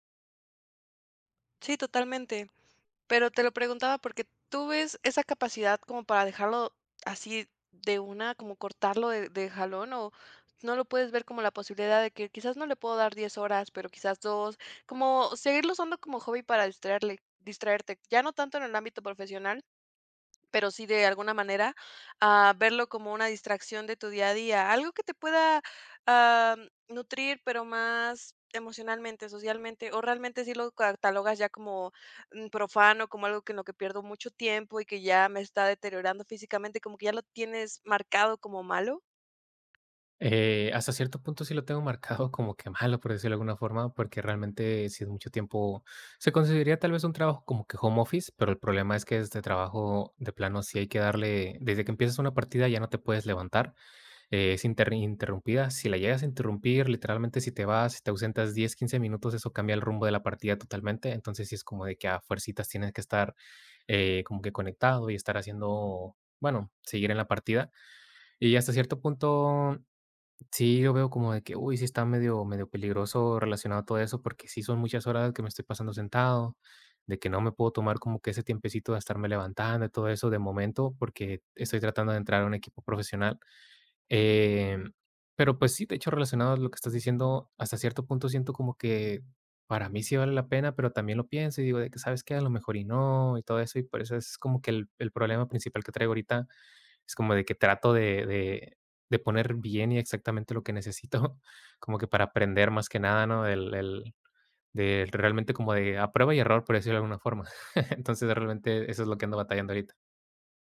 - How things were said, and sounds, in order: tapping; laughing while speaking: "marcado"; laugh
- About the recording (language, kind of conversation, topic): Spanish, advice, ¿Cómo puedo manejar la presión de sacrificar mis hobbies o mi salud por las demandas de otras personas?